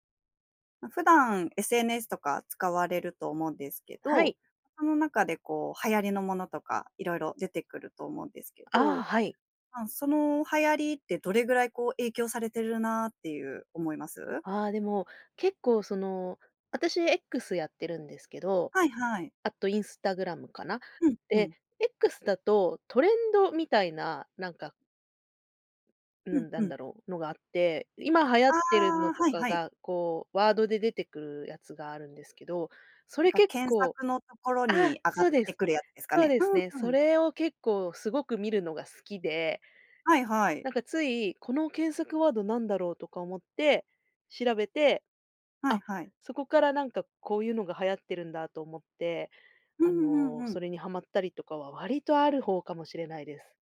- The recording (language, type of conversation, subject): Japanese, podcast, 普段、SNSの流行にどれくらい影響されますか？
- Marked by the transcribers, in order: none